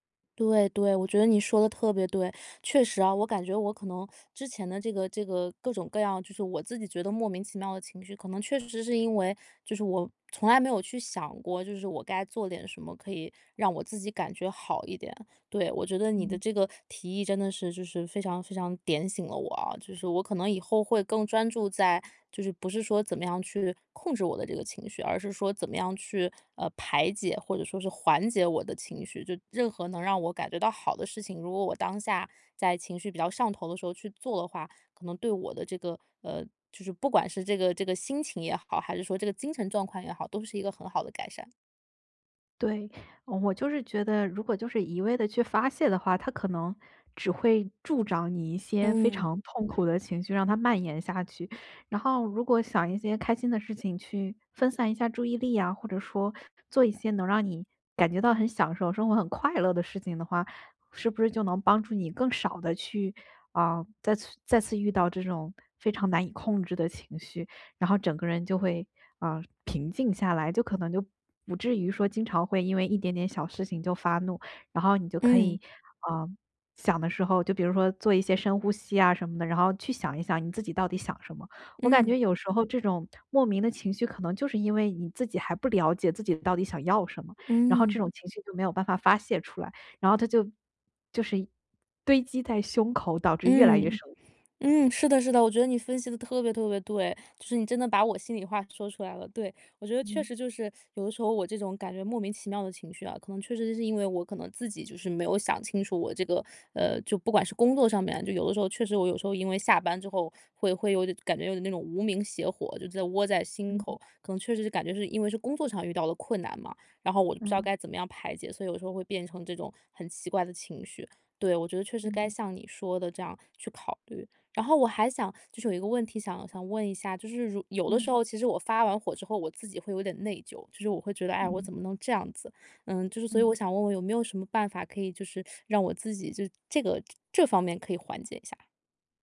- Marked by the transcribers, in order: other background noise; teeth sucking
- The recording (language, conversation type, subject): Chinese, advice, 我怎样才能更好地识别并命名自己的情绪？